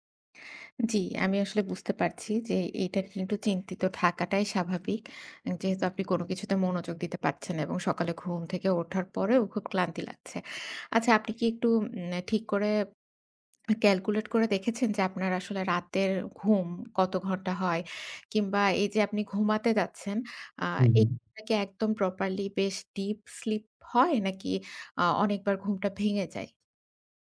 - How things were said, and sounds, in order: other background noise
- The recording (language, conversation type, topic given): Bengali, advice, ঘুম থেকে ওঠার পর কেন ক্লান্ত লাগে এবং কীভাবে আরো তরতাজা হওয়া যায়?